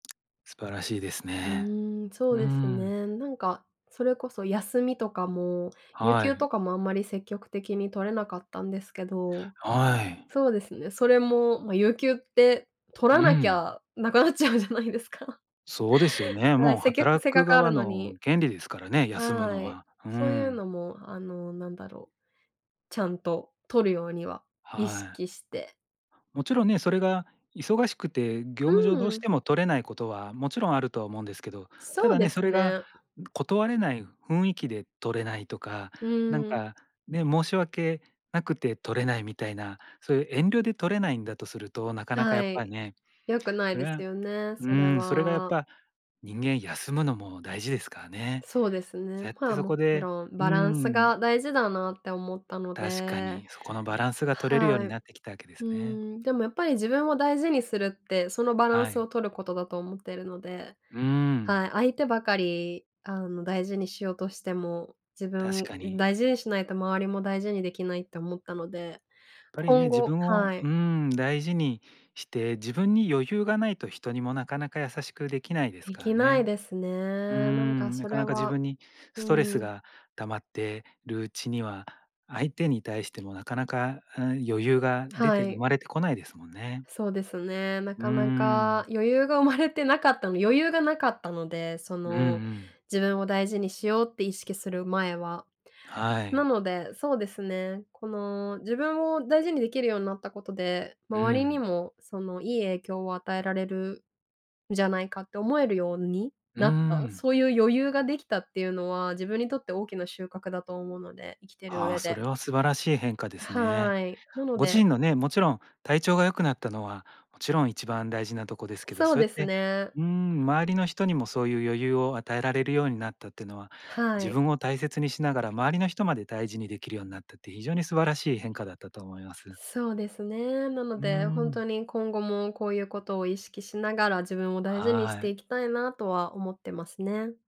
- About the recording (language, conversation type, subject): Japanese, podcast, 自分を大事にするようになったきっかけは何ですか？
- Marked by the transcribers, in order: tapping; laughing while speaking: "なくなっちゃうじゃないですか"; other noise